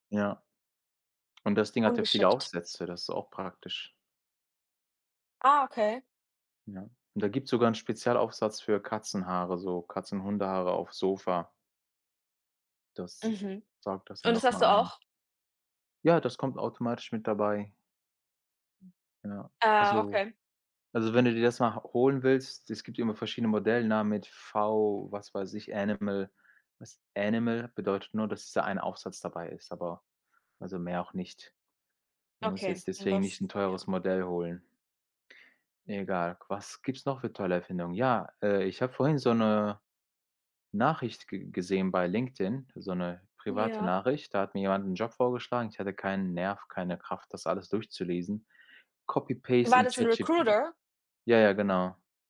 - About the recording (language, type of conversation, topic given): German, unstructured, Welche wissenschaftliche Entdeckung hat dich glücklich gemacht?
- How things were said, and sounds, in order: in English: "Animal"; in English: "Animal"; in English: "copy-paste"